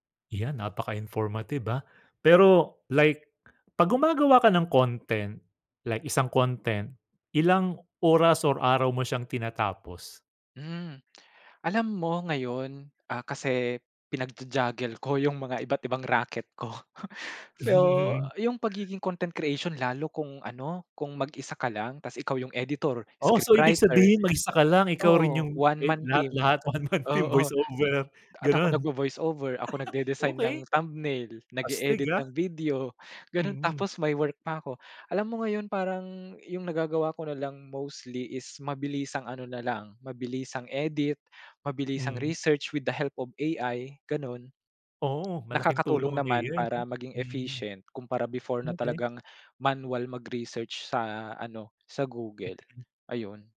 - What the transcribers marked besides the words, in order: lip smack; other background noise; laughing while speaking: "yung"; chuckle; wind; in English: "one man team"; laughing while speaking: "One man team, voice-over"; in English: "thumbnail"; chuckle; tapping; unintelligible speech
- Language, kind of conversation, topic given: Filipino, podcast, Paano nagiging viral ang isang video, sa palagay mo?